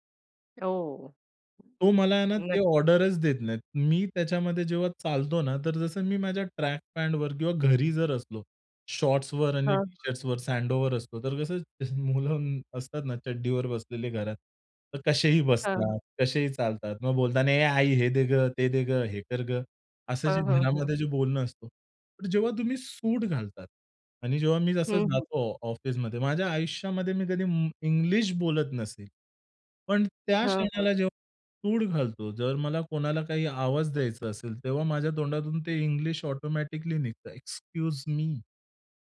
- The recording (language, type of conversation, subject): Marathi, podcast, तुमच्या कपड्यांच्या निवडीचा तुमच्या मनःस्थितीवर कसा परिणाम होतो?
- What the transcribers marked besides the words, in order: other background noise; in English: "शॉर्ट्सवर"; laughing while speaking: "मुलं"; in English: "एक्सक्यूज मी"